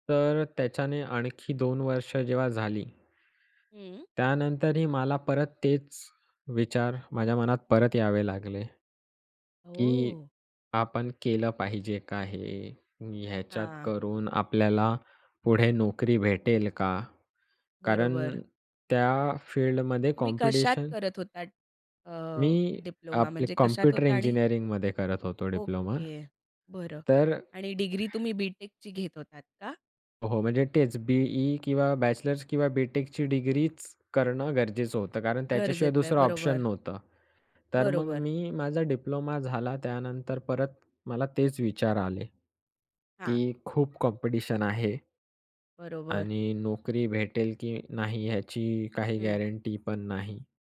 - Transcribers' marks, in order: tapping; other noise; in English: "बॅचलर्स"; in English: "गॅरंटीपण"
- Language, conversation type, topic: Marathi, podcast, एखाद्या मोठ्या वादानंतर तुम्ही माफी कशी मागाल?